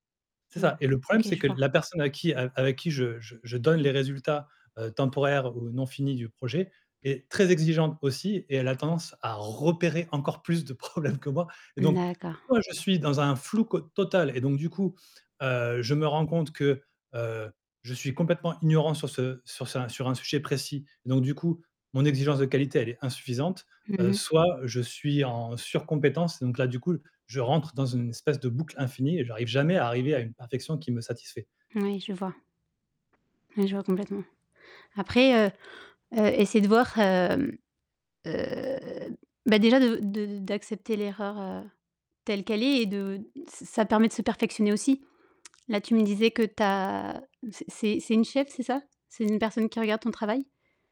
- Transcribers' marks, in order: background speech; distorted speech; static; tapping; stressed: "repérer"; laughing while speaking: "problèmes"; other background noise
- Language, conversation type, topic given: French, advice, Comment puis-je gérer mon perfectionnisme et mes attentes irréalistes qui me conduisent à l’épuisement ?